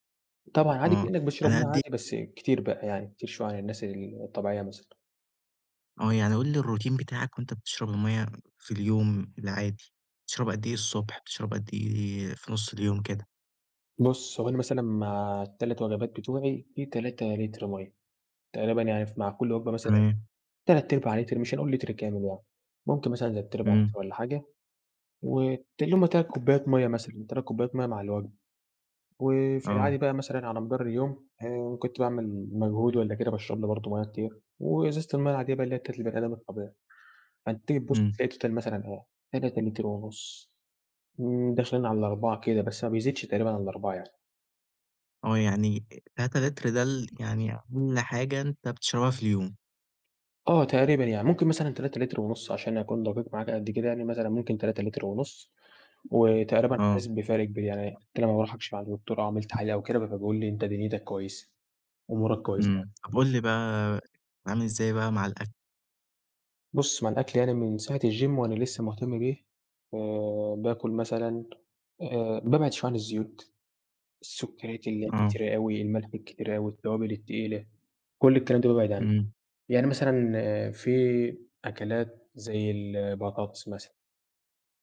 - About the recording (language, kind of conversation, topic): Arabic, podcast, إزاي تحافظ على نشاطك البدني من غير ما تروح الجيم؟
- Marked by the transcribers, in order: in English: "الروتين"; tapping; in English: "الtotal"; in English: "الgym"